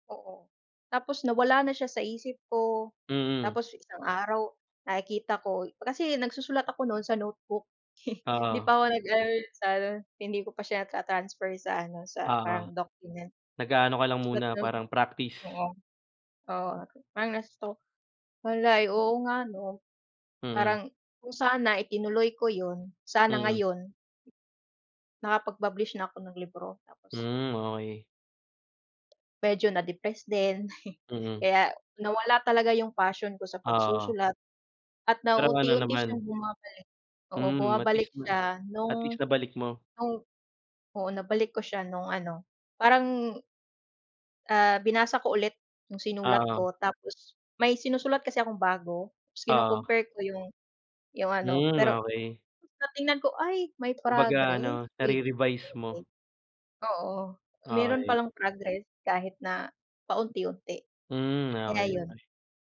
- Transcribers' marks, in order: chuckle; chuckle
- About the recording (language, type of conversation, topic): Filipino, unstructured, Ano ang pinakamasakit na nangyari sa iyo habang sinusubukan mong matuto ng bagong kasanayan?